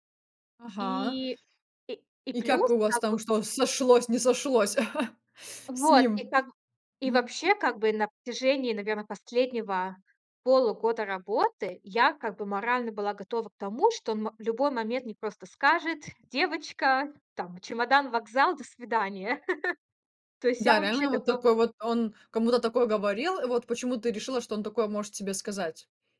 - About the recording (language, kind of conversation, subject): Russian, podcast, Как вы учитесь воспринимать неудачи как опыт, а не как провал?
- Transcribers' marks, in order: chuckle; chuckle